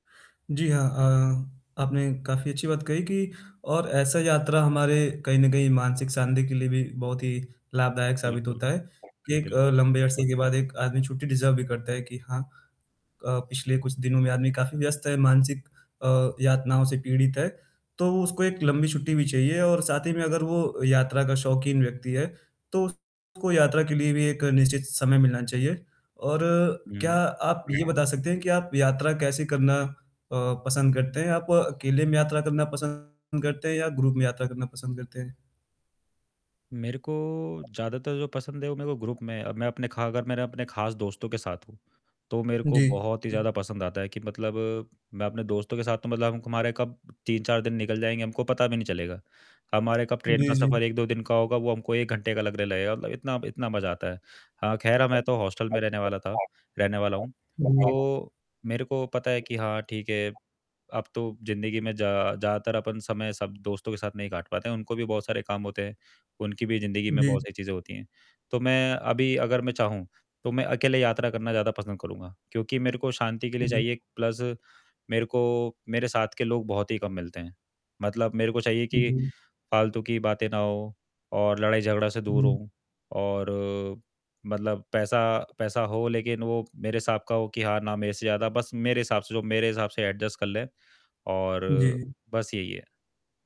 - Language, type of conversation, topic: Hindi, advice, मैं अपनी अगली छुट्टी के लिए यात्रा की योजना कैसे बनाऊँ?
- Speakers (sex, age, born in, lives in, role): male, 25-29, India, India, advisor; male, 25-29, India, India, user
- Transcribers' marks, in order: static; other background noise; tapping; in English: "डिजर्व"; distorted speech; in English: "ग्रुप"; in English: "ग्रुप"; unintelligible speech; in English: "प्लस"; in English: "एडजस्ट"